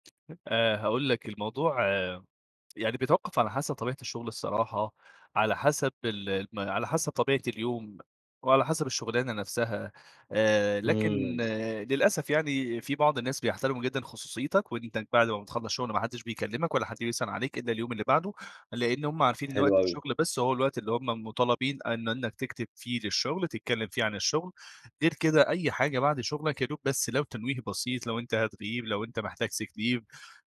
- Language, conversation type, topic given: Arabic, podcast, بتتابع رسائل الشغل بعد الدوام ولا بتفصل؟
- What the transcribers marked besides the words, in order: other background noise; in English: "Sick leave"